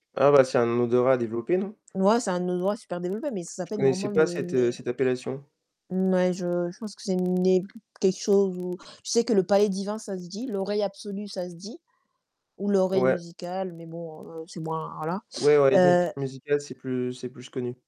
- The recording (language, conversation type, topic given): French, unstructured, Préféreriez-vous avoir une mémoire parfaite ou la capacité de tout oublier ?
- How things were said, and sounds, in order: static; distorted speech; tapping